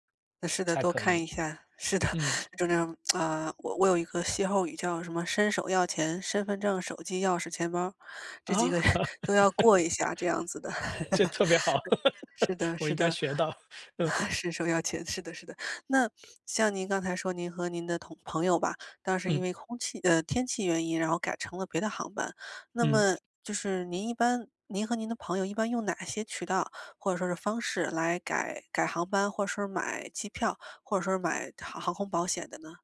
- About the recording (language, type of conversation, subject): Chinese, podcast, 你有没有因为误机或航班延误而被迫更改行程的经历？
- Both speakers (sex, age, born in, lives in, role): female, 25-29, China, United States, host; male, 40-44, China, United States, guest
- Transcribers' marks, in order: tapping; chuckle; tsk; laugh; laughing while speaking: "个"; laughing while speaking: "好，我应该学到"; laugh; chuckle; other background noise